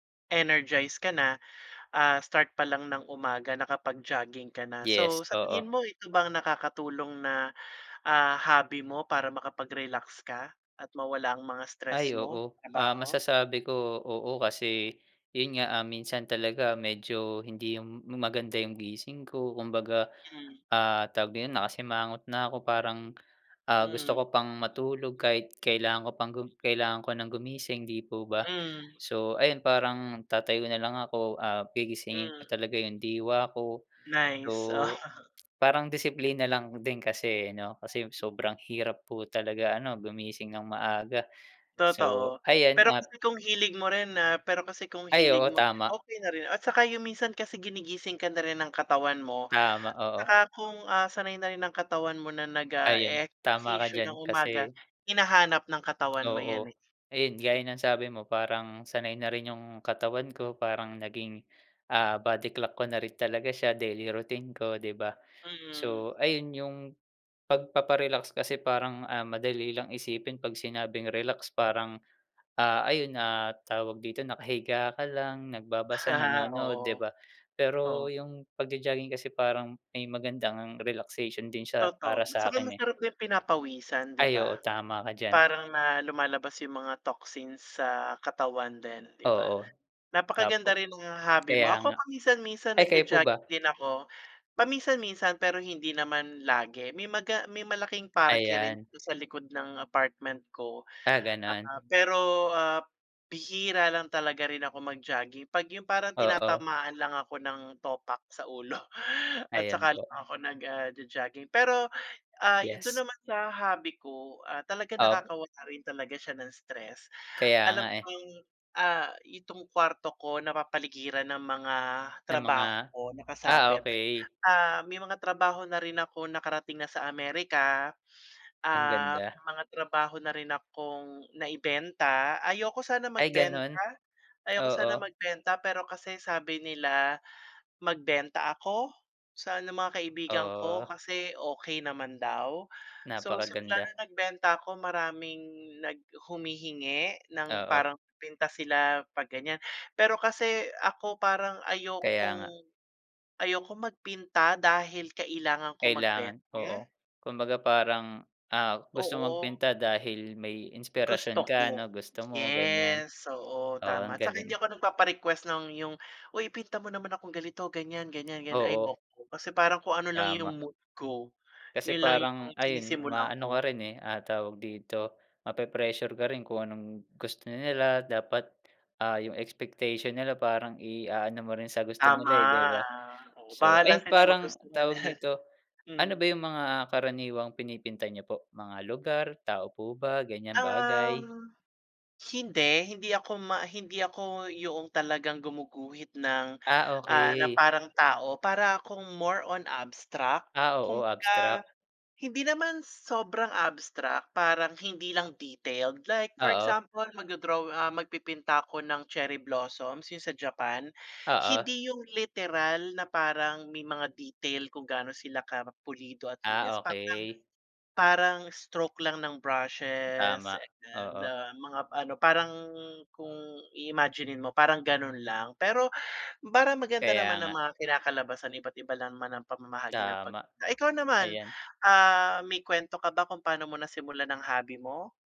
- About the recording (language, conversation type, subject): Filipino, unstructured, Anong libangan ang nagbibigay sa’yo ng kapayapaan ng isip?
- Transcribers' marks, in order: other background noise; chuckle; chuckle; tapping